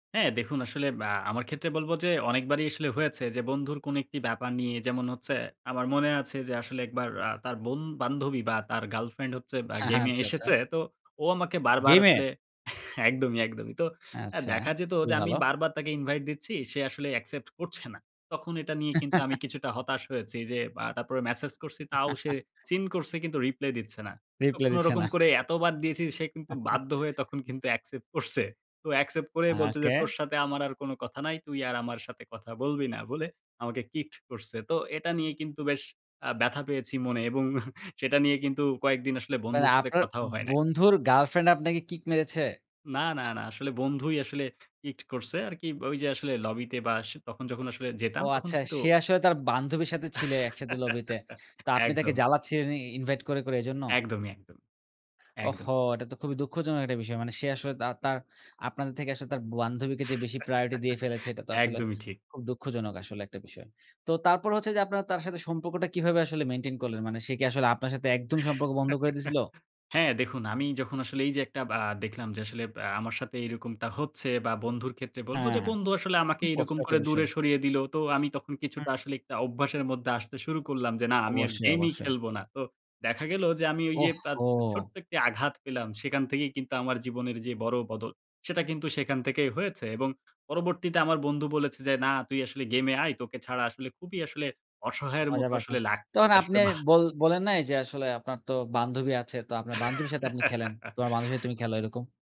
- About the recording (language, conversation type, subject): Bengali, podcast, জীবনে কোন ছোট্ট অভ্যাস বদলে বড় ফল পেয়েছেন?
- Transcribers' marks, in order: scoff; chuckle; chuckle; chuckle; "কিকড" said as "কিট"; scoff; laugh; "বান্ধবীকে" said as "বুয়ান্ধবীকে"; chuckle; in English: "প্রায়োরিটি"; in English: "মেইনটেইন"; chuckle; "বন্ধু" said as "বন্দু"; laugh